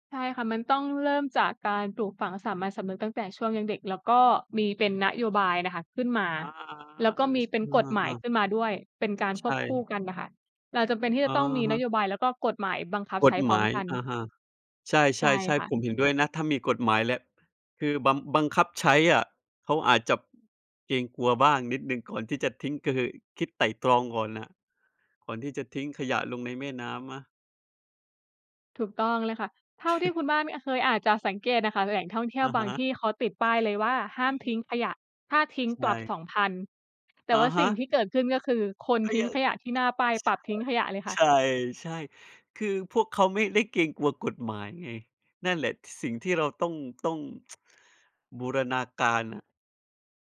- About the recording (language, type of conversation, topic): Thai, unstructured, คุณรู้สึกอย่างไรเมื่อเห็นคนทิ้งขยะลงในแม่น้ำ?
- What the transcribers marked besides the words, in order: other background noise; chuckle; tsk